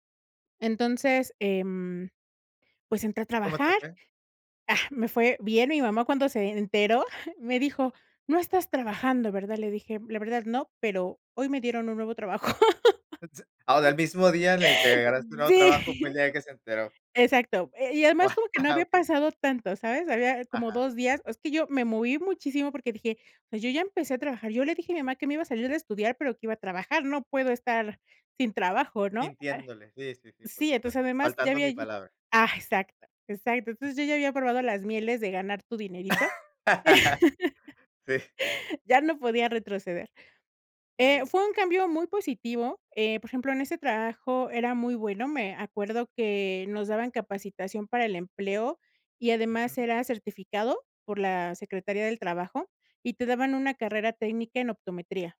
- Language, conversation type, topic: Spanish, podcast, ¿Cuál fue tu primer trabajo y qué aprendiste ahí?
- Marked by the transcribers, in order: chuckle; put-on voice: "¿No estás trabajando, verdad?"; laugh; laughing while speaking: "Sí"; other noise; laughing while speaking: "Guau"; laugh; laugh